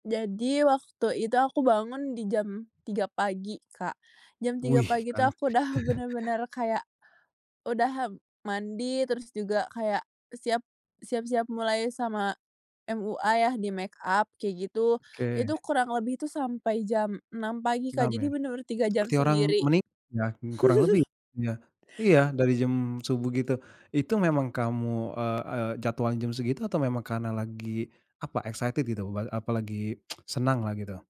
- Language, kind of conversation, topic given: Indonesian, podcast, Kapan kamu merasa sangat bangga pada diri sendiri?
- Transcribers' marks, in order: chuckle; chuckle; unintelligible speech; in English: "excited"; tsk